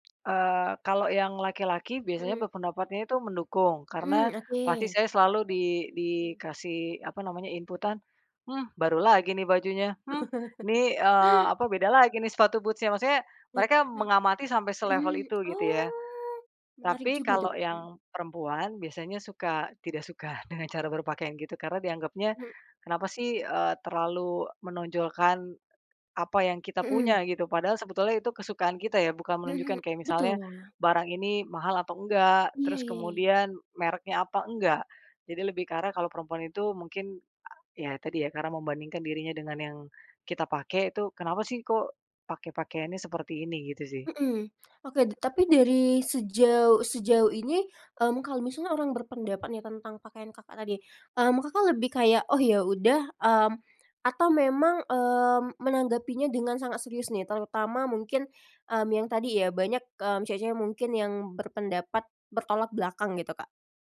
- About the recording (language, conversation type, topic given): Indonesian, podcast, Gaya berpakaian seperti apa yang paling menggambarkan dirimu, dan mengapa?
- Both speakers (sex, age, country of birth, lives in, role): female, 25-29, Indonesia, Indonesia, host; female, 35-39, Indonesia, Indonesia, guest
- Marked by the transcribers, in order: tongue click; other background noise; laugh; in English: "boots-nya"; tongue click; drawn out: "oh"; tapping